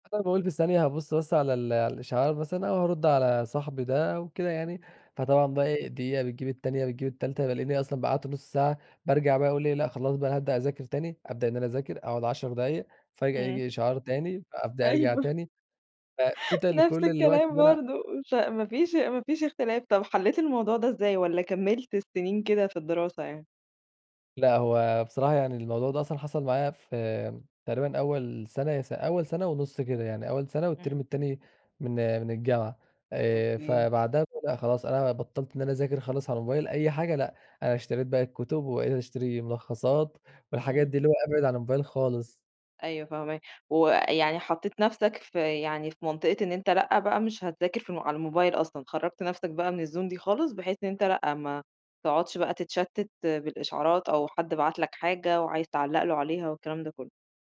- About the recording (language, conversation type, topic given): Arabic, podcast, إزاي بتوازن وقتك بين السوشيال ميديا والشغل؟
- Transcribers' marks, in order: other background noise; unintelligible speech; laughing while speaking: "أيوه نَفْس الكلام برضو"; in English: "فَtotal"; tapping; unintelligible speech; in English: "الzone"